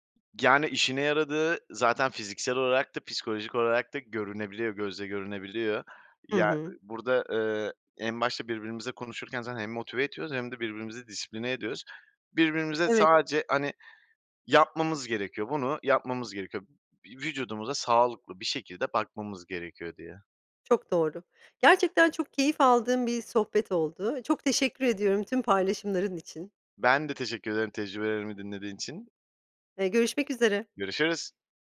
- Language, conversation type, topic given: Turkish, podcast, Sağlıklı beslenmeyi günlük hayatına nasıl entegre ediyorsun?
- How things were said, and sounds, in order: tapping